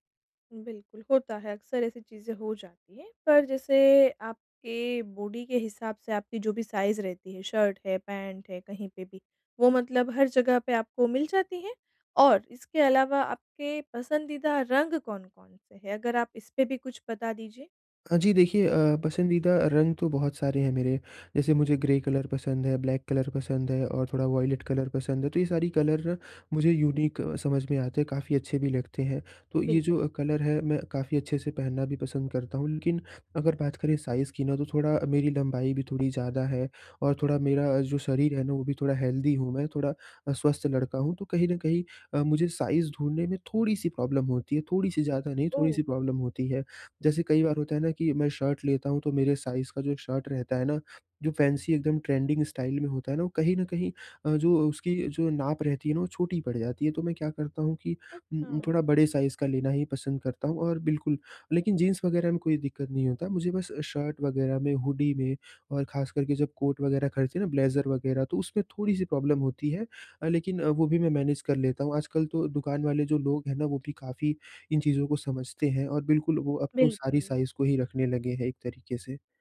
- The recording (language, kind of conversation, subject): Hindi, advice, कपड़े और स्टाइल चुनने में समस्या
- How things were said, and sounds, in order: in English: "बॉडी"; in English: "साइज़"; in English: "ग्रे कलर"; in English: "ब्लैक कलर"; in English: "वॉयलेट कलर"; in English: "कलर"; in English: "यूनिक"; in English: "कलर"; in English: "साइज़"; in English: "हेल्दी"; in English: "साइज़"; in English: "प्रॉब्लम"; in English: "प्रॉब्लम"; in English: "साइज़"; in English: "फ़ैन्सी"; in English: "ट्रेंडिंग स्टाइल"; in English: "साइज़"; in English: "प्रॉब्लम"; in English: "मैनेज़"; in English: "साइज़"